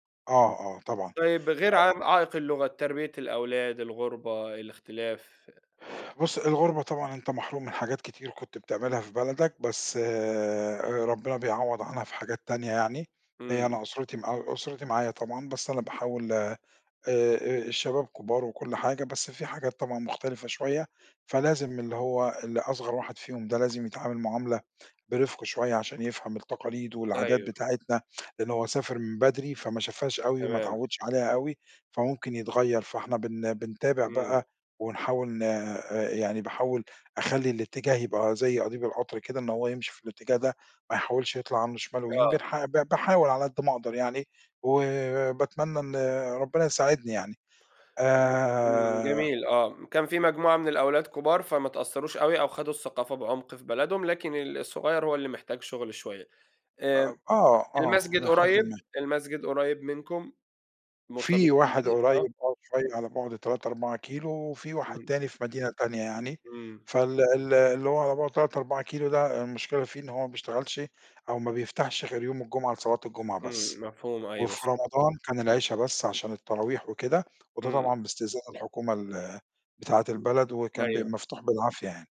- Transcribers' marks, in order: other background noise
- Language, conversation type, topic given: Arabic, podcast, إيه القرار اللي غيّر مجرى حياتك؟